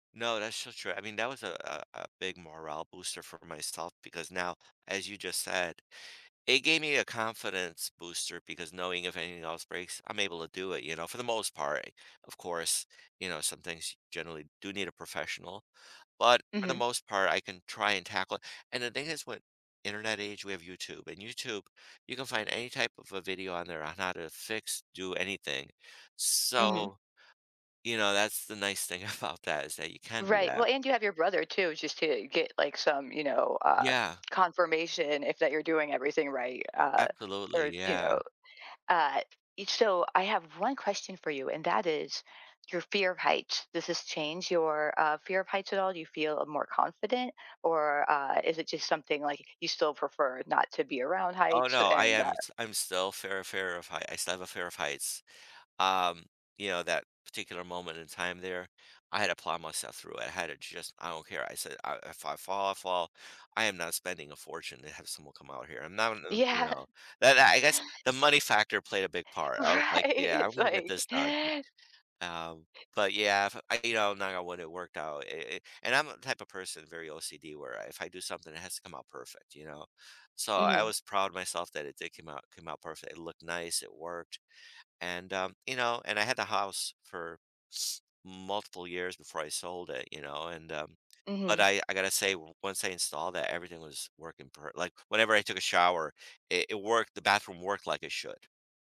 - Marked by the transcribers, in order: tapping; laughing while speaking: "about"; laughing while speaking: "Yeah"; laughing while speaking: "Right"; chuckle; sniff
- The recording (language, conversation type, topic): English, advice, How can I celebrate my achievement?